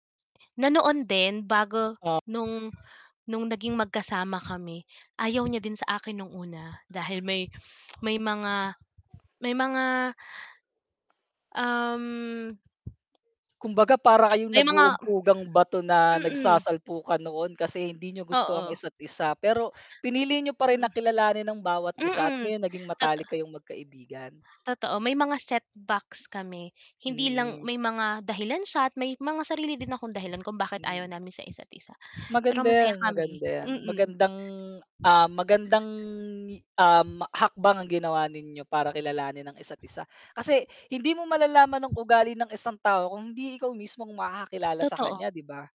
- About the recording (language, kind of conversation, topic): Filipino, unstructured, Ano ang natutuhan mo mula sa isang hindi inaasahang pagkakaibigan?
- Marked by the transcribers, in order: other background noise; sniff; tapping; drawn out: "Um"; in English: "set backs"; drawn out: "magandang"